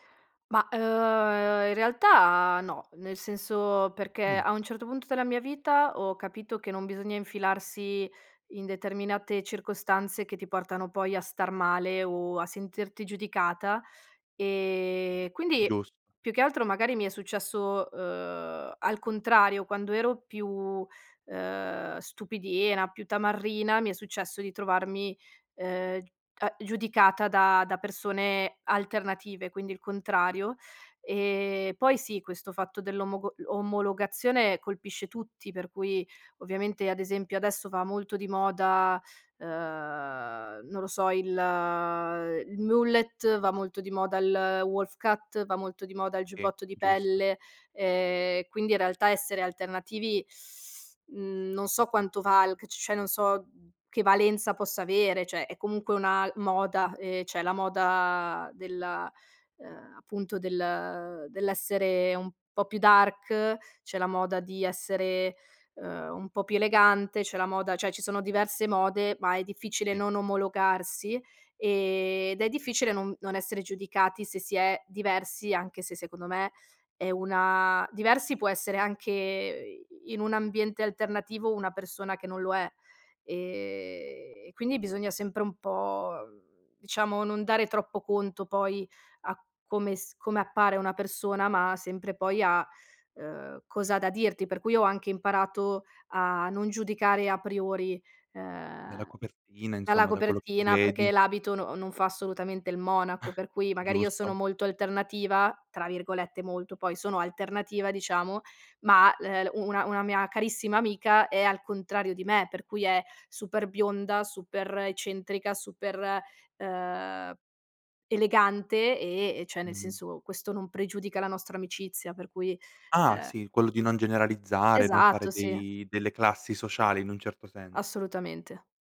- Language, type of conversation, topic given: Italian, podcast, Come è cambiato il tuo modo di vestirti nel tempo?
- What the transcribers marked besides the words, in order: in English: "wolf cut"; teeth sucking; in English: "dark"; "Cioè" said as "ceh"; chuckle